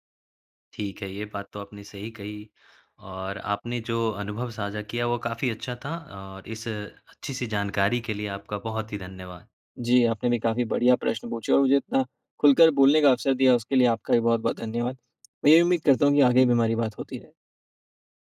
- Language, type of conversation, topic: Hindi, podcast, इंटरनेट पर फेक न्यूज़ से निपटने के तरीके
- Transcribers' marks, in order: tapping